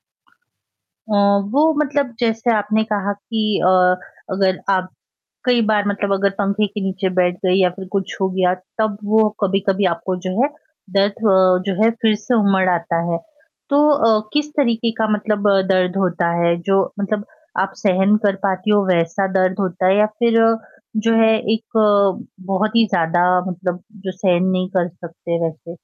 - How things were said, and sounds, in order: tapping; static
- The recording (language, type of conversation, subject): Hindi, advice, चोट या बीमारी के बाद आपको पर्याप्त आराम क्यों नहीं मिल पा रहा है?